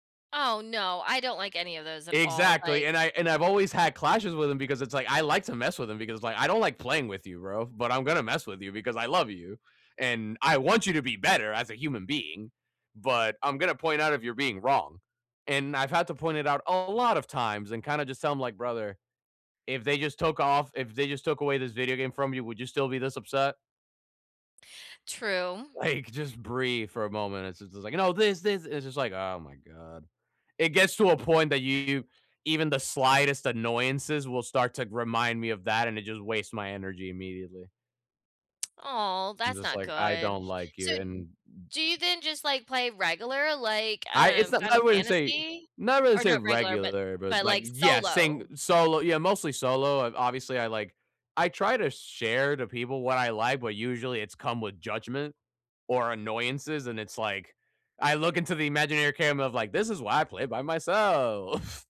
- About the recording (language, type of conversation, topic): English, unstructured, How do you balance your time and energy so you can show up for the people you care about?
- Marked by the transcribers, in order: other background noise; chuckle